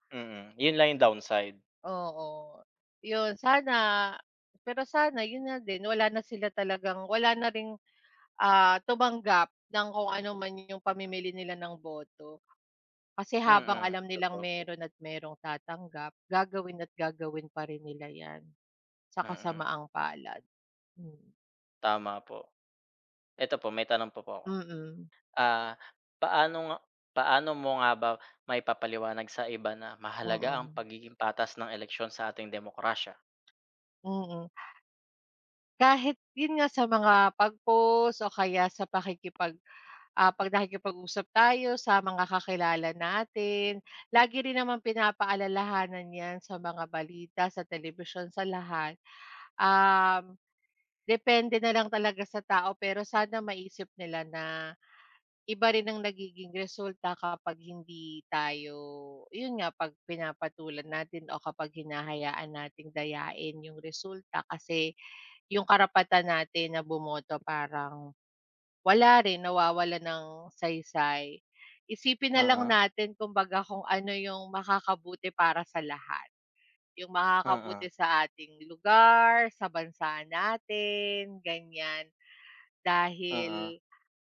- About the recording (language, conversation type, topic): Filipino, unstructured, Ano ang nararamdaman mo kapag may mga isyu ng pandaraya sa eleksiyon?
- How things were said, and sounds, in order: other background noise